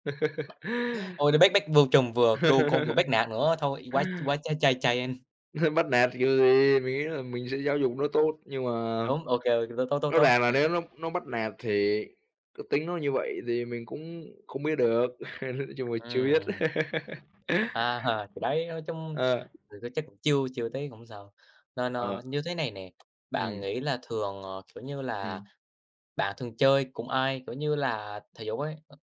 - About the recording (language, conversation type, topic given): Vietnamese, unstructured, Bạn có kỷ niệm vui nào khi chơi thể thao không?
- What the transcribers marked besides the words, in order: tapping; laugh; laugh; laugh; other noise